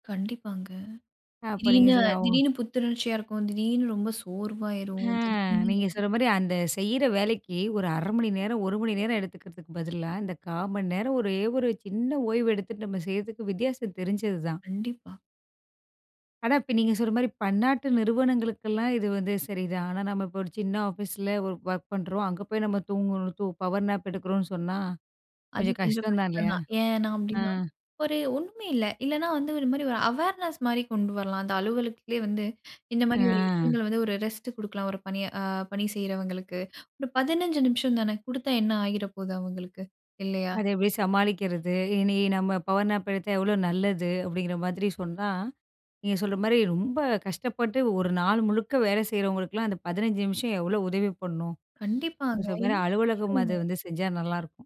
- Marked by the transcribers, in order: unintelligible speech; in English: "பவர் நாப்"; in English: "அவேர்னஸ்"
- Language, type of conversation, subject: Tamil, podcast, சிறிய ஓய்வுத் தூக்கம் (பவர் நாப்) எடுக்க நீங்கள் எந்த முறையைப் பின்பற்றுகிறீர்கள்?